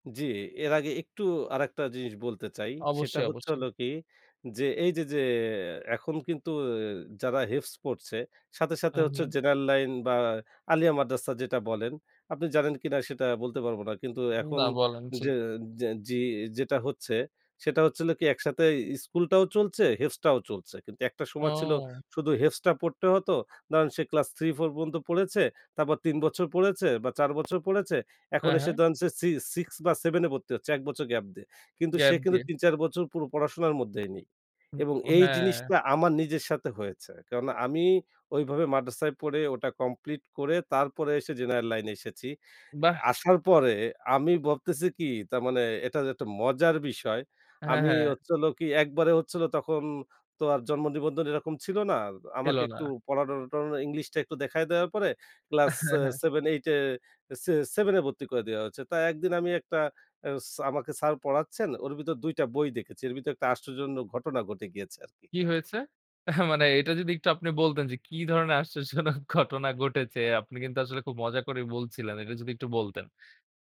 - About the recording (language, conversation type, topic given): Bengali, podcast, নতুন করে কিছু শুরু করতে চাইলে, শুরুতে আপনি কী পরামর্শ দেবেন?
- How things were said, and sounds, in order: in Arabic: "হেফজ"; "চলছে" said as "চলচে"; in Arabic: "হেফজ"; in Arabic: "হেফজ"; "ধরেন" said as "দরেন"; "তারপর" said as "তাপর"; "পড়েছে" said as "পড়েচে"; tapping; "পড়েছে" said as "পড়েচে"; "ধরেন" said as "দরেন"; "ভর্তি" said as "বর্তি"; "বছর" said as "বচর"; "মধ্যেই" said as "মদ্দেই"; "এসেছি" said as "এসেচি"; "ভাবতেছি" said as "ববতেছি"; "হচ্ছে" said as "অচ্চো"; "হচ্ছিলো" said as "অচ্চিলো"; unintelligible speech; "ভর্তি" said as "বর্তি"; "তাই" said as "তয়"; "ভিতর" said as "বিতর"; "দেখেছি" said as "দেকেচি"; "ভিতর" said as "বিতর"; "আশ্চর্যজনক" said as "আশ্চজনক"; "ঘটে" said as "গটে"; chuckle; laughing while speaking: "কি ধরনের আশ্চর্যজনক ঘটনা ঘটেছে … যদি একটু বলতেন"